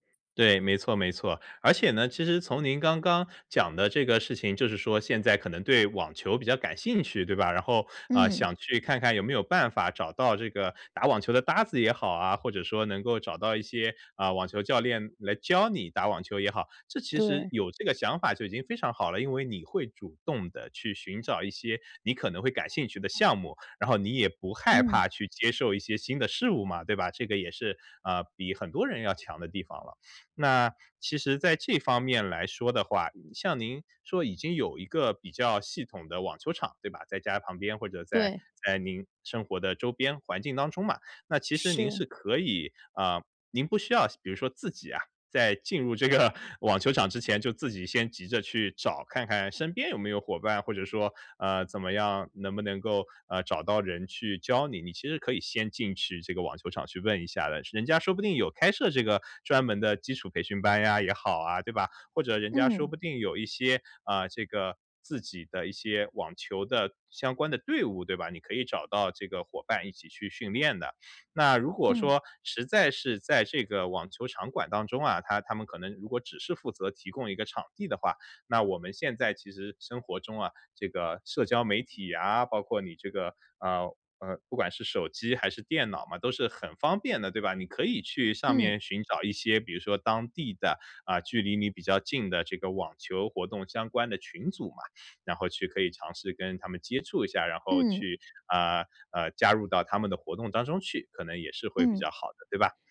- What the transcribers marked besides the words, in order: other background noise; tapping; laughing while speaking: "这个"
- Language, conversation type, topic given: Chinese, advice, 我怎样才能建立可持续、长期稳定的健身习惯？